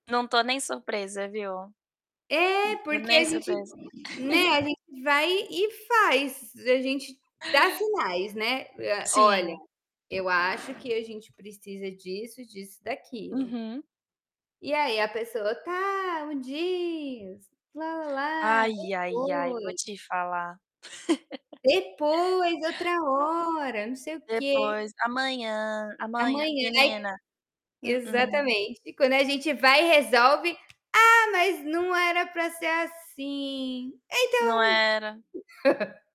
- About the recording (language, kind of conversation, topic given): Portuguese, unstructured, Como lidar com expectativas diferentes em um relacionamento?
- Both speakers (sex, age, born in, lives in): female, 30-34, Brazil, United States; female, 35-39, Brazil, Portugal
- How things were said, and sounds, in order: tapping; static; other background noise; chuckle; laugh; laugh